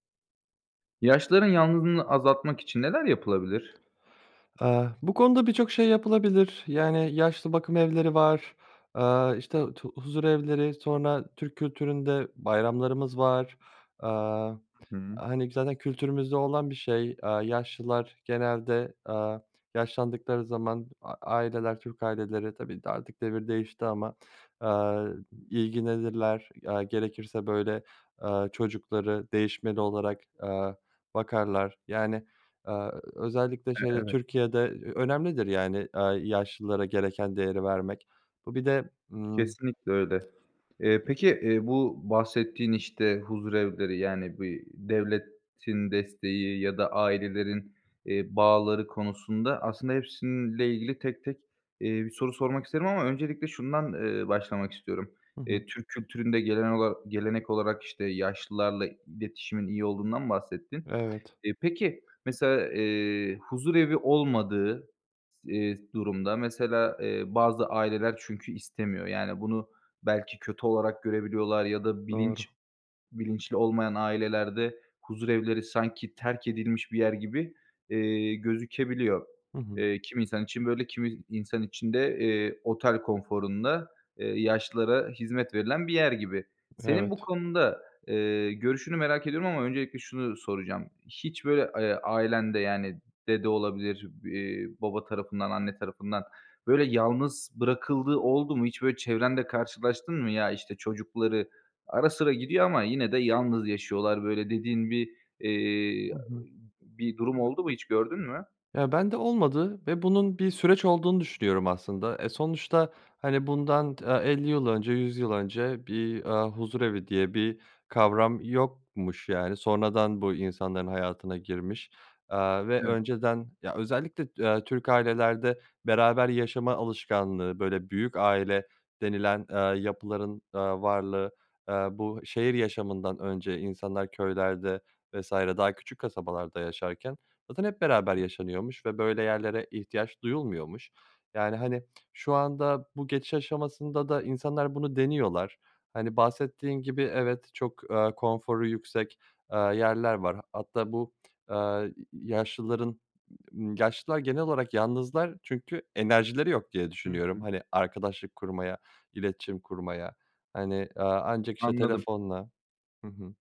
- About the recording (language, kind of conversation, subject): Turkish, podcast, Yaşlıların yalnızlığını azaltmak için neler yapılabilir?
- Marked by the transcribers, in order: tapping; other background noise; unintelligible speech